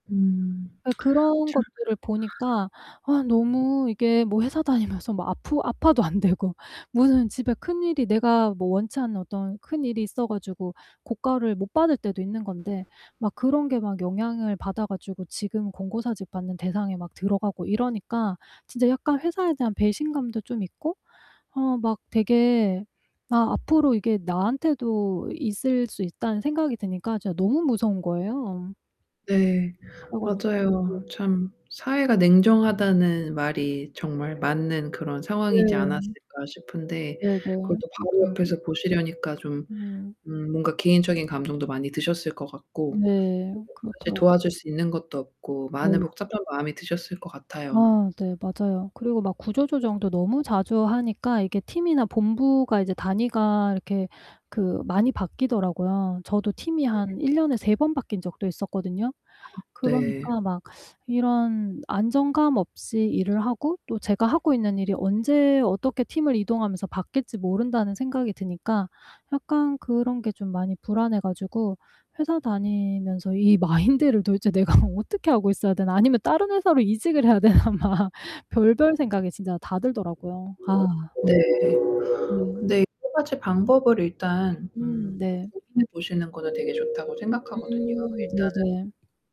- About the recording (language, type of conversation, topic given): Korean, advice, 예측 불가능한 변화 속에서 어떻게 안정감을 느낄 수 있을까요?
- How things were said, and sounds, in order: unintelligible speech; laughing while speaking: "안 되고"; mechanical hum; distorted speech; tapping; other background noise; laughing while speaking: "되나 막"